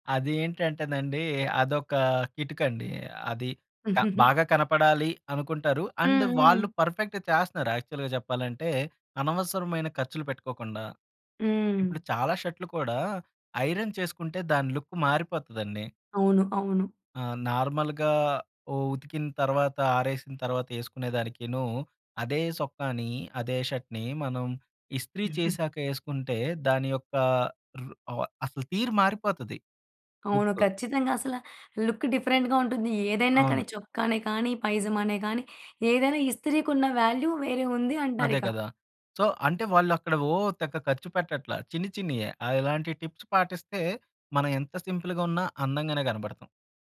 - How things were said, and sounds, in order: giggle; in English: "అండ్"; in English: "పర్ఫెక్ట్‌గా"; in English: "యాక్చువల్‌గా"; in English: "ఐరన్"; in English: "లుక్"; in English: "షర్ట్‌ని"; chuckle; in English: "లుక్"; in English: "లుక్ డిఫరెంట్‌గా"; in English: "వాల్యూ"; in English: "సో"; in English: "టిప్స్"; in English: "సింపుల్‌గా"
- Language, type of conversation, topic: Telugu, podcast, సాధారణ రూపాన్ని మీరు ఎందుకు ఎంచుకుంటారు?